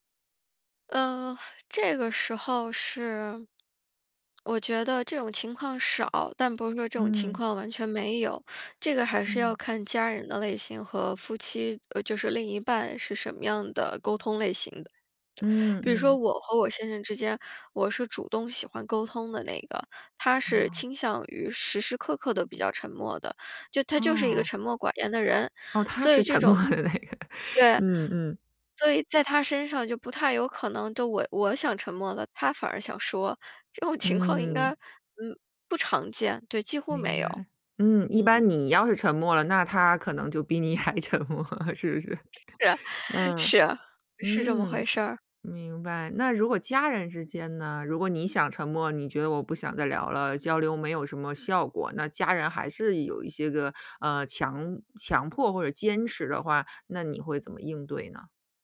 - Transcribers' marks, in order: other background noise; laughing while speaking: "沉默的那个"; laughing while speaking: "这种情况"; laughing while speaking: "还沉默了，是不是？"; laugh
- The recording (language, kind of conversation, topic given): Chinese, podcast, 沉默在交流中起什么作用？